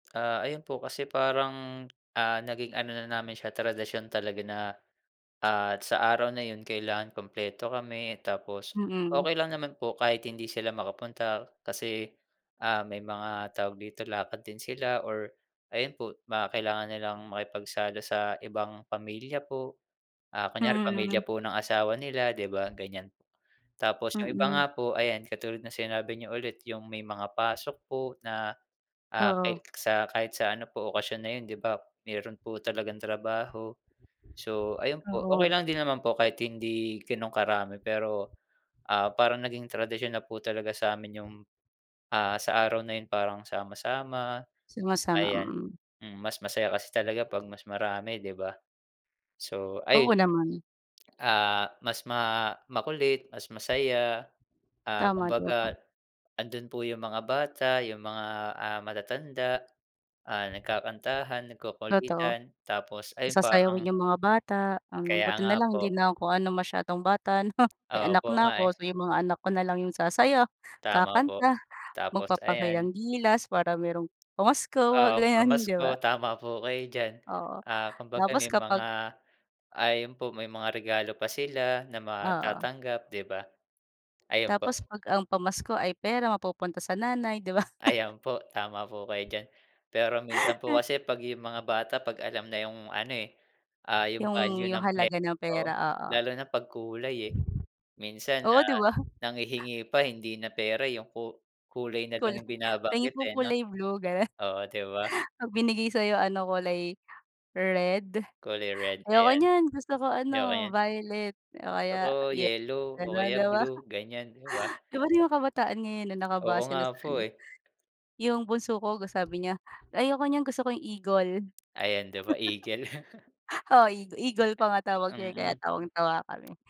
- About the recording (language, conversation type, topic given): Filipino, unstructured, Paano mo ipinagdiriwang ang Pasko sa inyong tahanan?
- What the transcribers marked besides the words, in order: laugh; wind; laughing while speaking: "Kulay"; laughing while speaking: "'di ba?"; laugh